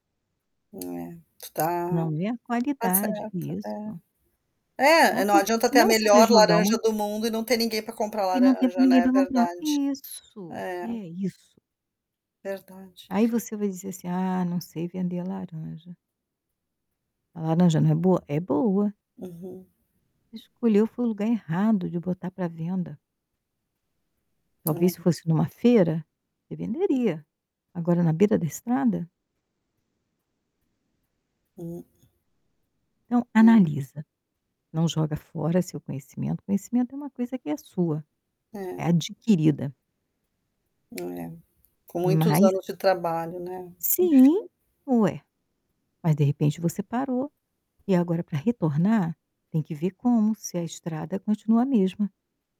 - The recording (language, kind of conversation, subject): Portuguese, advice, Como o medo de fracassar está paralisando seu avanço em direção ao seu objetivo?
- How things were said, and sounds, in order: static; distorted speech; other background noise